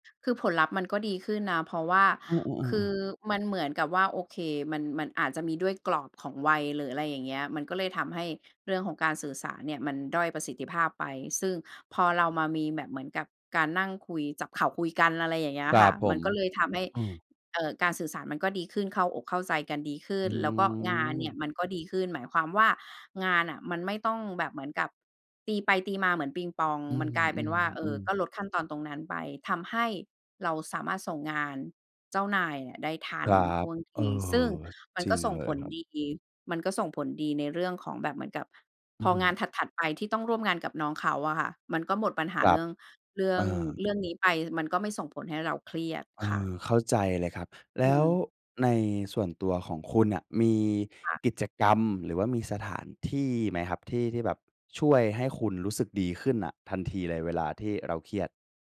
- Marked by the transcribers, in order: none
- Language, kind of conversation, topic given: Thai, podcast, คุณมีวิธีจัดการความเครียดในชีวิตประจำวันอย่างไรบ้าง?